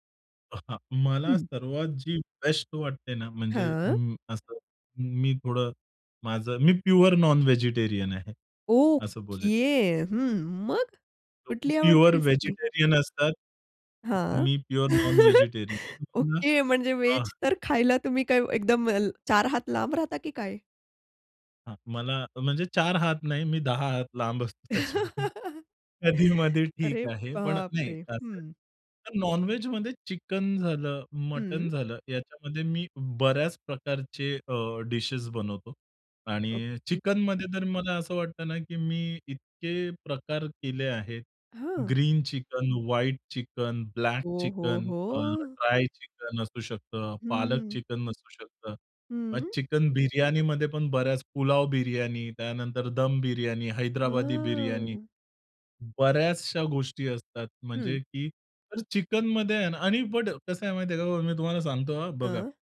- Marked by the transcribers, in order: other background noise; chuckle; unintelligible speech; tapping; chuckle; laughing while speaking: "त्याच्याकडून"; unintelligible speech; in English: "ग्रीन"
- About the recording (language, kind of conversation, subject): Marathi, podcast, स्वयंपाक करायला तुम्हाला काय आवडते?